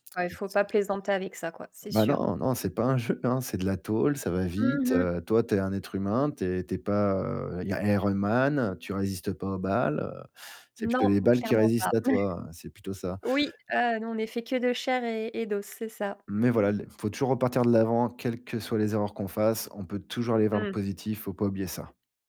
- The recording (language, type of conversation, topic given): French, podcast, Quelle est l’erreur professionnelle qui t’a le plus appris ?
- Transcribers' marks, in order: chuckle